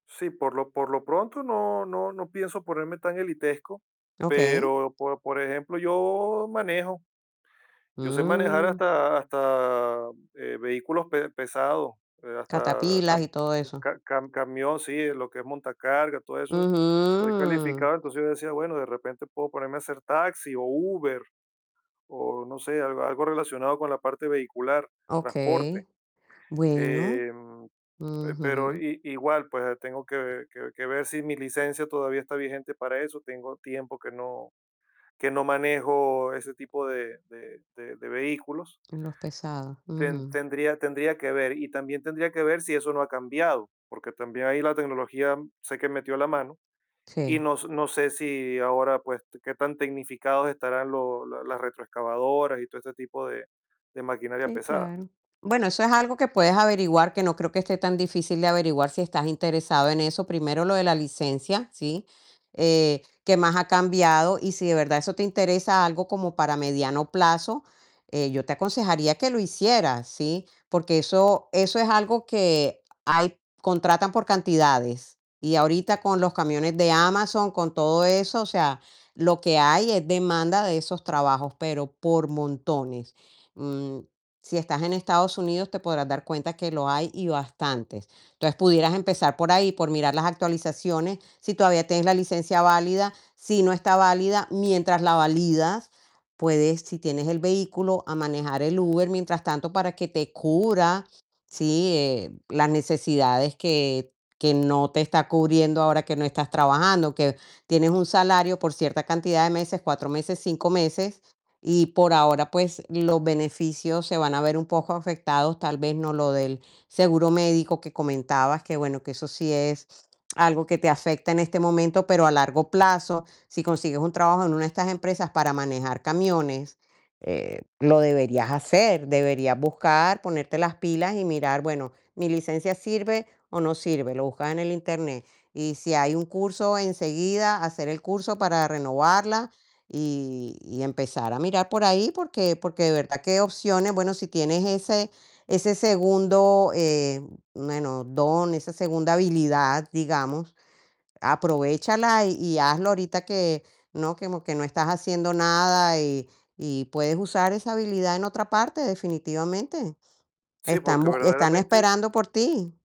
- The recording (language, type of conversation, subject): Spanish, advice, ¿Cómo te quedaste sin trabajo de forma inesperada?
- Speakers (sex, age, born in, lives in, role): female, 55-59, Colombia, United States, advisor; male, 50-54, Venezuela, Poland, user
- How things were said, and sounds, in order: static; tapping